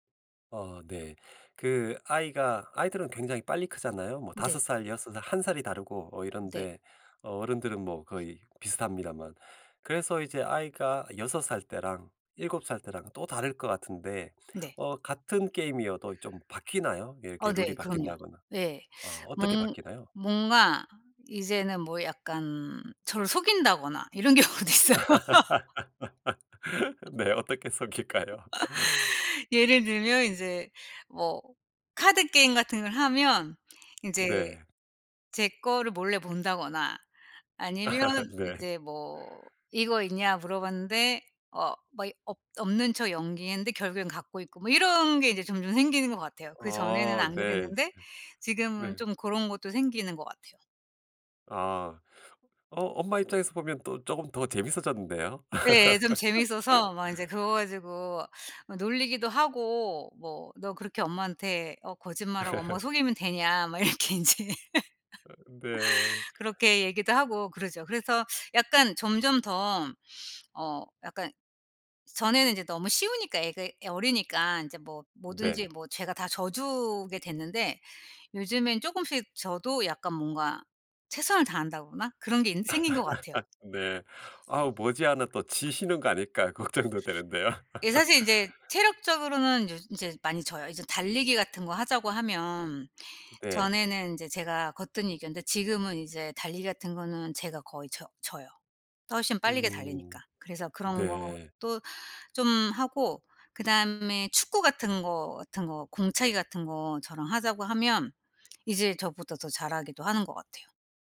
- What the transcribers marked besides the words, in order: other background noise; teeth sucking; laughing while speaking: "경우도 있어요"; laugh; laughing while speaking: "네"; laugh; laughing while speaking: "속일까요?"; laugh; laugh; laugh; laugh; laughing while speaking: "이렇게 인제"; laugh; laugh; laughing while speaking: "걱정도 되는데요"; laugh
- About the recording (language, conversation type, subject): Korean, podcast, 집에서 간단히 할 수 있는 놀이가 뭐가 있을까요?